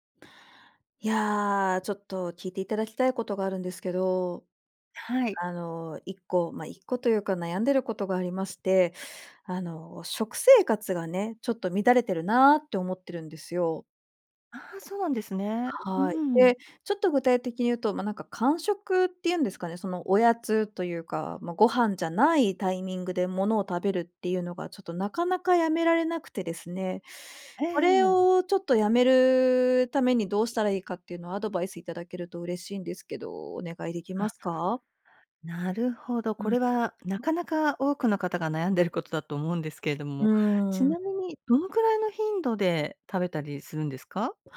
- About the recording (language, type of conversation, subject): Japanese, advice, 食生活を改善したいのに、間食やジャンクフードをやめられないのはどうすればいいですか？
- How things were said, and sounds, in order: other background noise